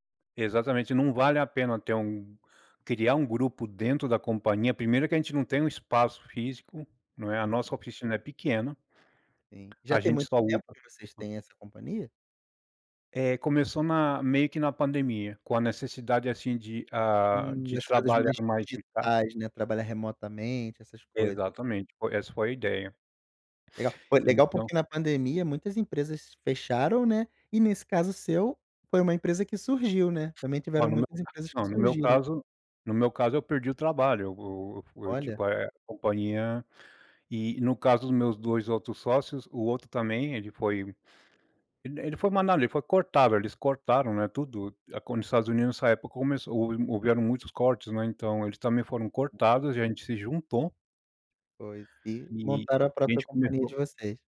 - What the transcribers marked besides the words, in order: tapping
- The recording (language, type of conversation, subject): Portuguese, podcast, Você pode nos contar uma experiência em que precisou se adaptar a uma nova tecnologia?